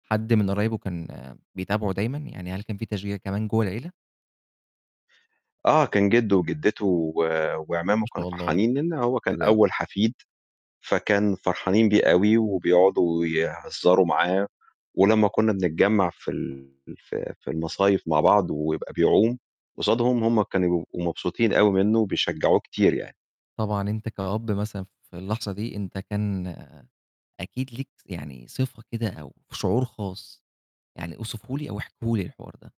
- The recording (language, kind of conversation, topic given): Arabic, podcast, إيه نصيحتك للمبتدئين اللي عايزين يدخلوا الهواية دي؟
- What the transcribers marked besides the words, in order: none